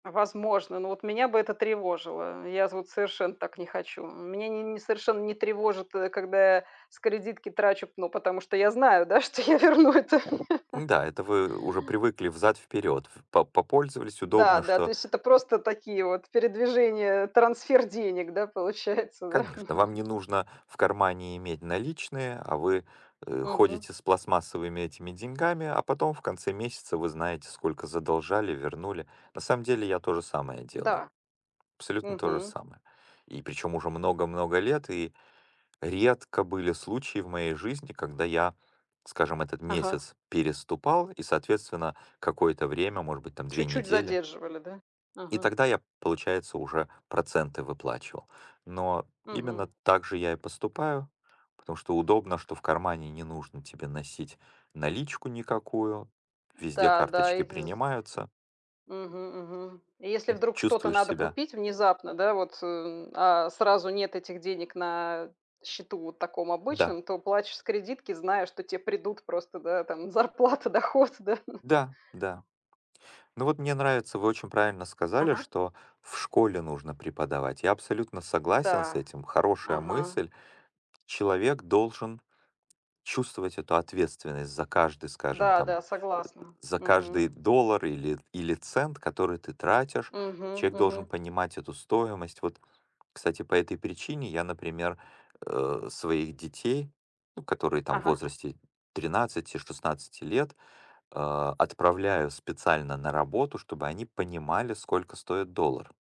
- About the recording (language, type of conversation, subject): Russian, unstructured, Какой самый важный совет по управлению деньгами ты мог бы дать?
- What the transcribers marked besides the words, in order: laughing while speaking: "что я верну это"; tapping; laughing while speaking: "получается"; chuckle; other background noise; laughing while speaking: "зарплата, доход, да"